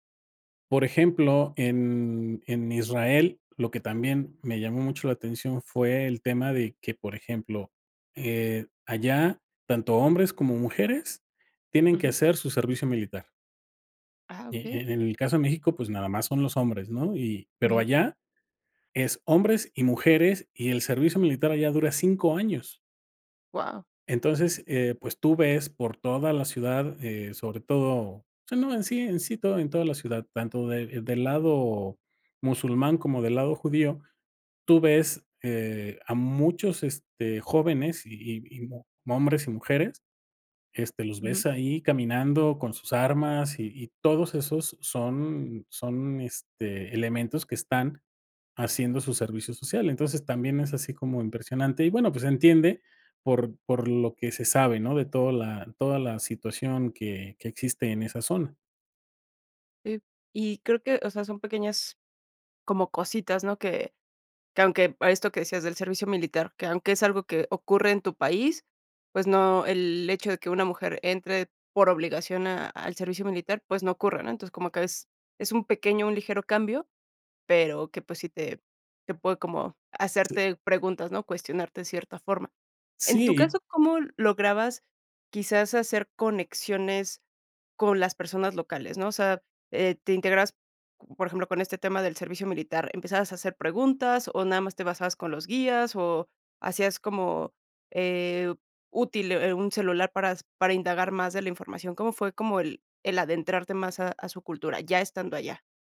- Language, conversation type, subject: Spanish, podcast, ¿Qué aprendiste sobre la gente al viajar por distintos lugares?
- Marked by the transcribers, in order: none